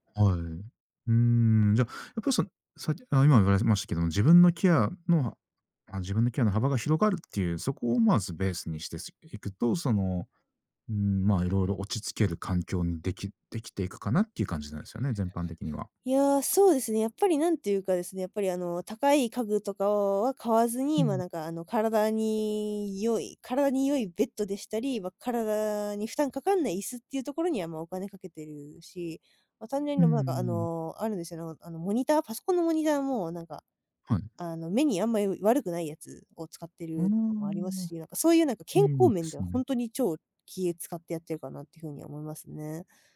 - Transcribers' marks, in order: tapping; other background noise
- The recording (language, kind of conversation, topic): Japanese, podcast, 自分の部屋を落ち着ける空間にするために、どんな工夫をしていますか？